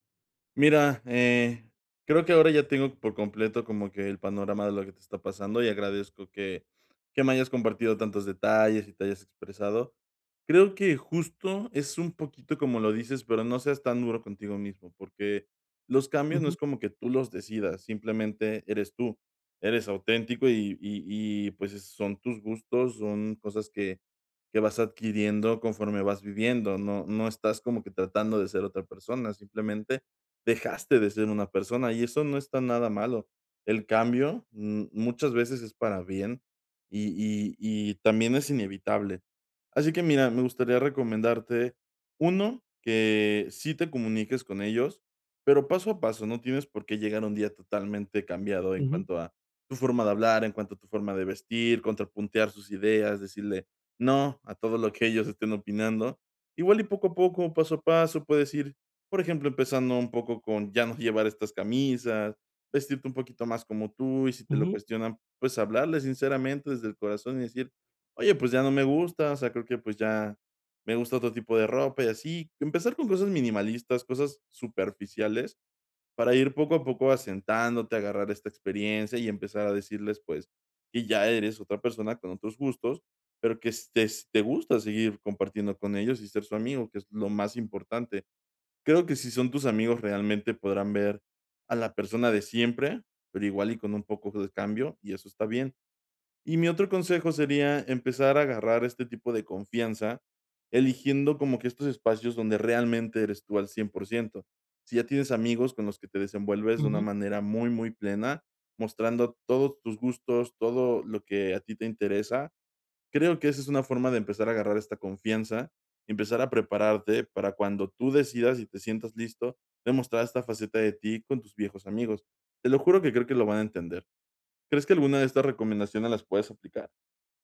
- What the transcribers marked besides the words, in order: other background noise
- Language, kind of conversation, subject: Spanish, advice, ¿Cómo puedo ser más auténtico sin perder la aceptación social?